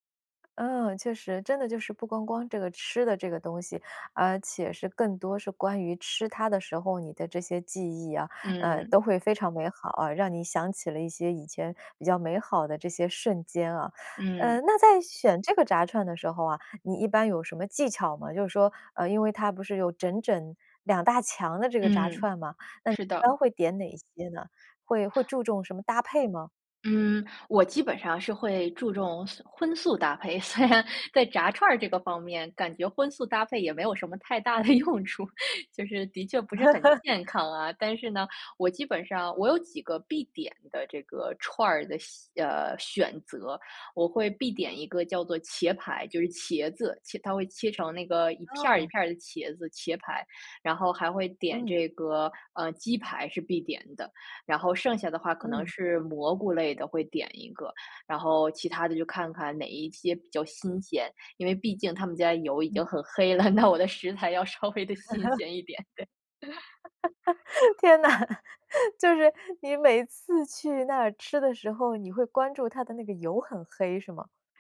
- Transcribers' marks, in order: laughing while speaking: "虽然"; laughing while speaking: "的用处"; chuckle; laughing while speaking: "那我的食材要稍微地新鲜一点，对"; chuckle; laugh; laughing while speaking: "天呐！"; laugh
- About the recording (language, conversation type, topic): Chinese, podcast, 你最喜欢的街边小吃是哪一种？